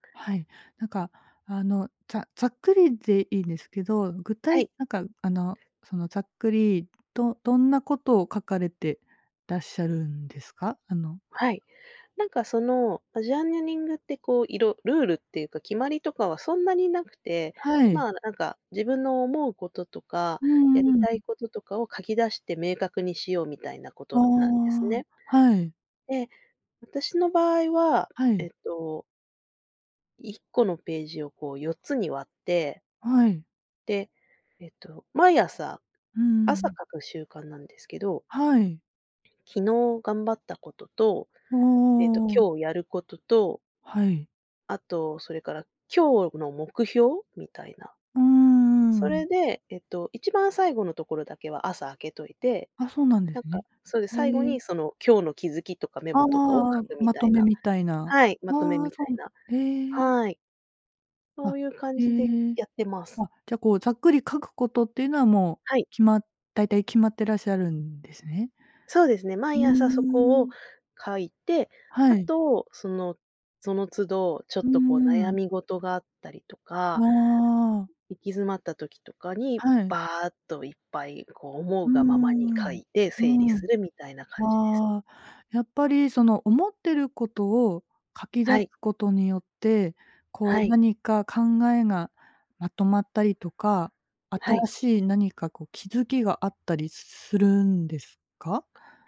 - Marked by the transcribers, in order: other noise; in English: "ジャーナリング"; tapping
- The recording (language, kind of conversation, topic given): Japanese, podcast, 自分を変えた習慣は何ですか？